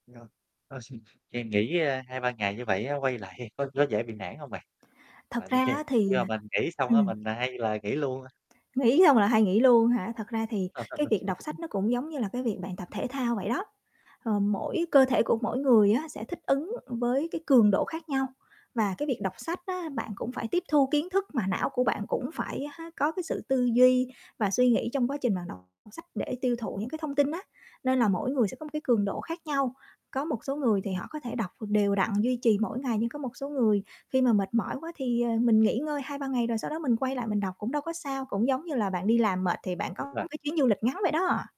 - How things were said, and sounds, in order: unintelligible speech; chuckle; tapping; other background noise; laughing while speaking: "Tại vì khi"; laugh; distorted speech
- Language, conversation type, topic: Vietnamese, advice, Làm thế nào để tôi duy trì thói quen đọc sách mỗi tuần như đã dự định?